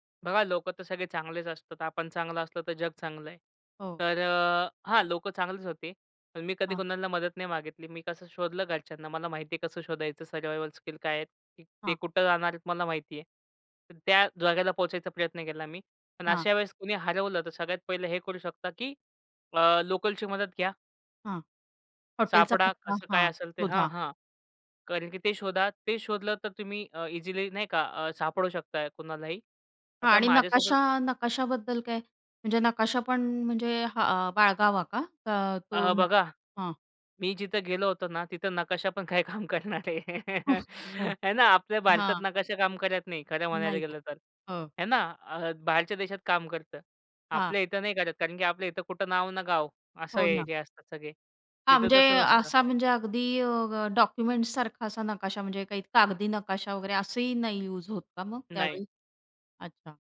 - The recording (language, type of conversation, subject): Marathi, podcast, एकट्याने प्रवास करताना वाट चुकली तर तुम्ही काय करता?
- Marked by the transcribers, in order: tapping; in English: "सर्वाइवल"; laughing while speaking: "काही काम करणार आहे? है ना?"